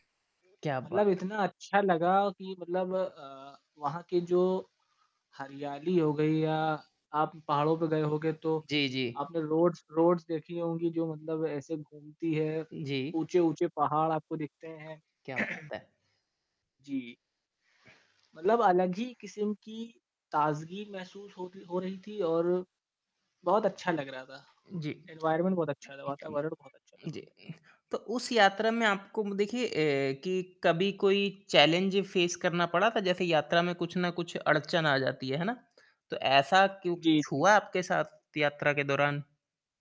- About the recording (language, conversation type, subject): Hindi, podcast, आपकी सबसे यादगार यात्रा कौन सी रही?
- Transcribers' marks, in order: other background noise; static; distorted speech; tapping; in English: "रोड्स-रोड्स"; throat clearing; other noise; in English: "एनवायरनमेंट"; lip smack; in English: "चैलेंज फेस"